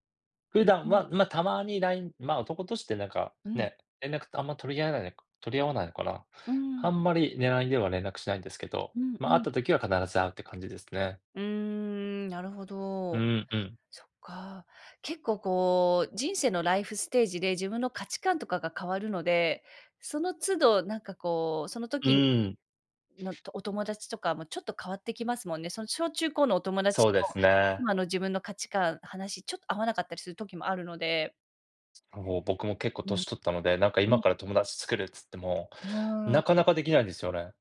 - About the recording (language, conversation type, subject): Japanese, unstructured, あなたの笑顔を引き出すものは何ですか？
- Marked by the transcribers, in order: other background noise